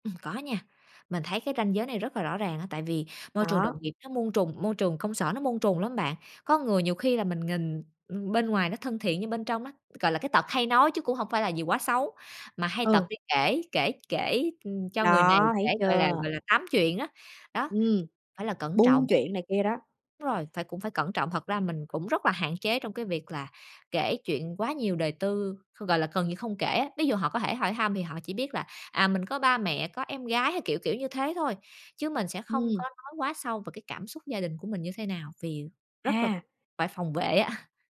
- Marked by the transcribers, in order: tapping; other background noise; chuckle
- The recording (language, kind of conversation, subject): Vietnamese, podcast, Bạn có đặt ra ranh giới giữa vai trò công việc và con người thật của mình không?